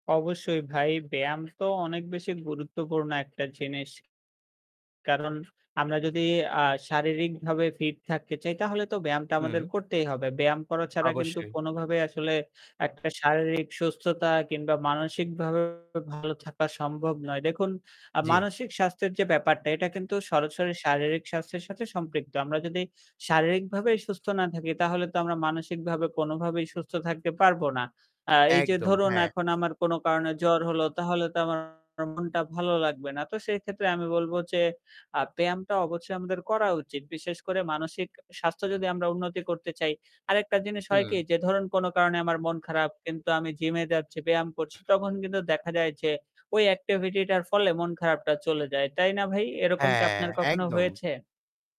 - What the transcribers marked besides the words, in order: static; distorted speech; other background noise
- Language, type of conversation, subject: Bengali, unstructured, আপনি কি মনে করেন, ব্যায়াম করলে মানসিক স্বাস্থ্যের উন্নতি হয়?